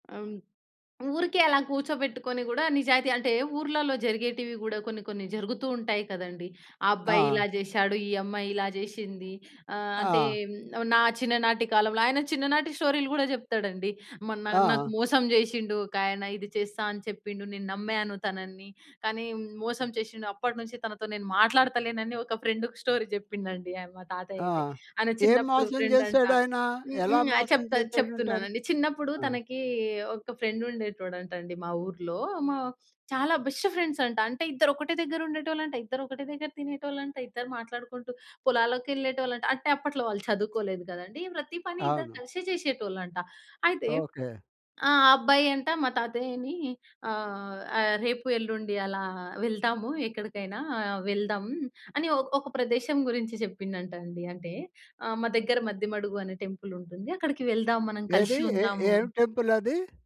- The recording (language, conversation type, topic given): Telugu, podcast, చెప్పిన మాటకు నిలబడటం మీకు ముఖ్యమా?
- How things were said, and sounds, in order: in English: "స్టోరీ"; in English: "బెస్ట్ ఫ్రెండ్స్"; tapping